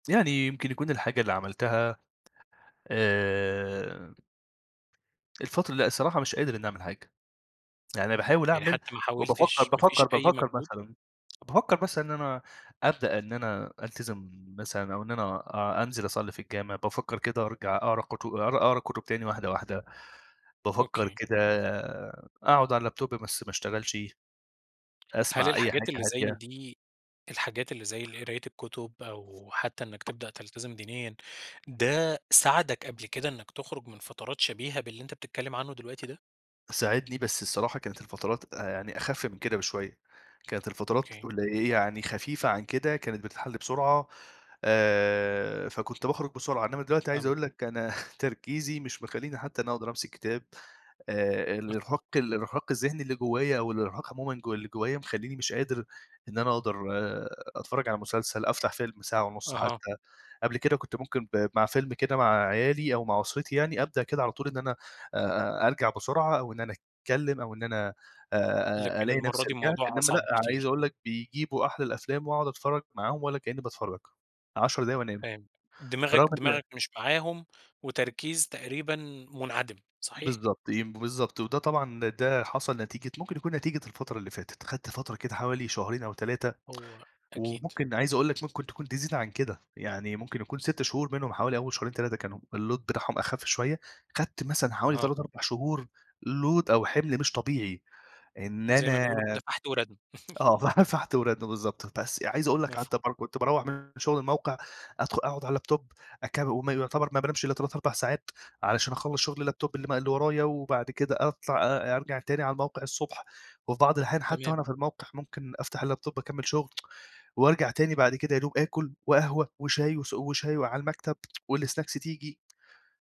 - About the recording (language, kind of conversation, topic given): Arabic, advice, إزاي بتوصف الإرهاق الذهني اللي بيجيلك بعد ساعات تركيز طويلة، وليه بتلاقي صعوبة إنك تتعافى منه؟
- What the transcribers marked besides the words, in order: tapping; in English: "اللاب توب"; in English: "الload"; in English: "load"; chuckle; in English: "اللاب توب"; in English: "اللاب توب"; in English: "اللاب توب"; tsk; in English: "والسناكس"